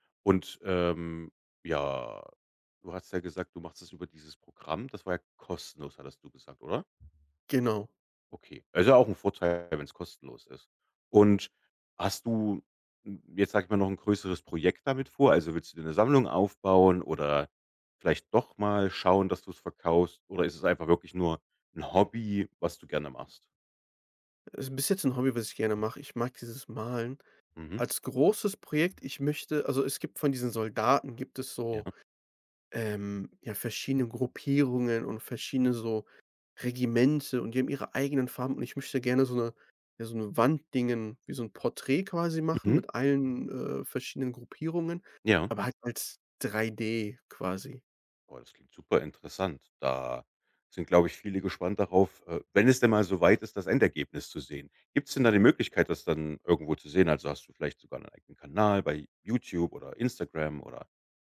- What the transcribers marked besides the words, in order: stressed: "schauen"
- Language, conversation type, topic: German, podcast, Was war dein bisher stolzestes DIY-Projekt?